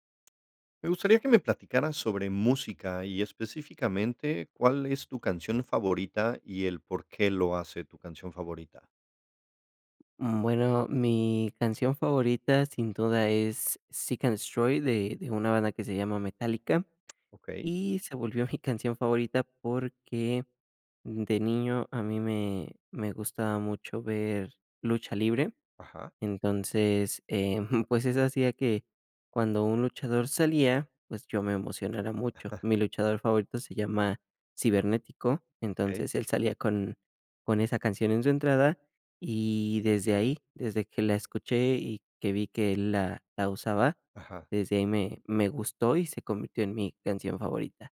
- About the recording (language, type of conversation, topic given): Spanish, podcast, ¿Cuál es tu canción favorita y por qué te conmueve tanto?
- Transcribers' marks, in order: other background noise; giggle